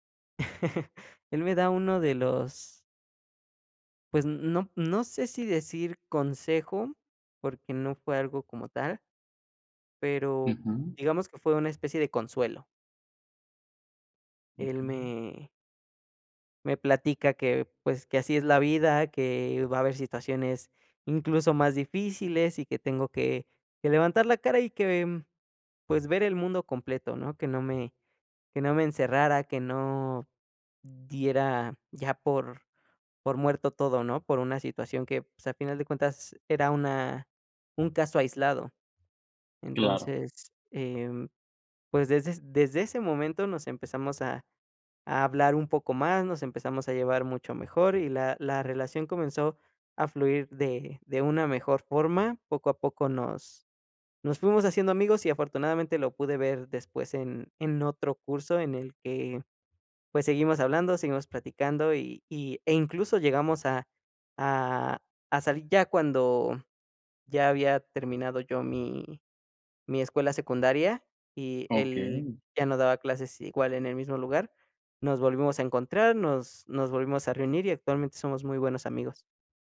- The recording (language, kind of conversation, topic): Spanish, podcast, ¿Qué impacto tuvo en tu vida algún profesor que recuerdes?
- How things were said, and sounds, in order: chuckle; tapping